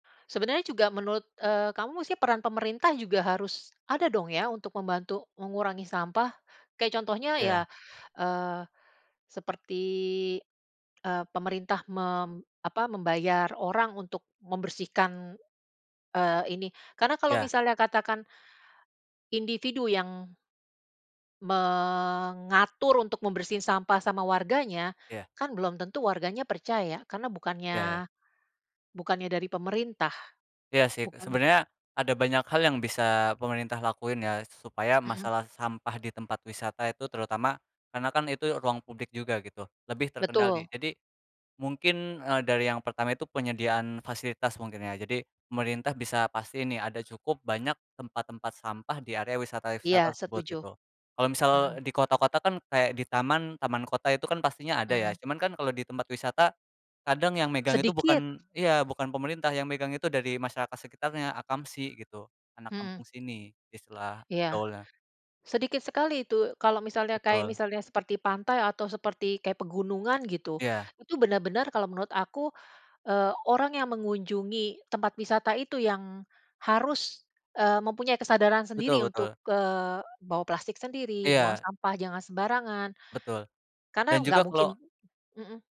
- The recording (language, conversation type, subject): Indonesian, unstructured, Bagaimana reaksi kamu saat menemukan sampah di tempat wisata alam?
- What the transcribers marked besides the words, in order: tapping; other street noise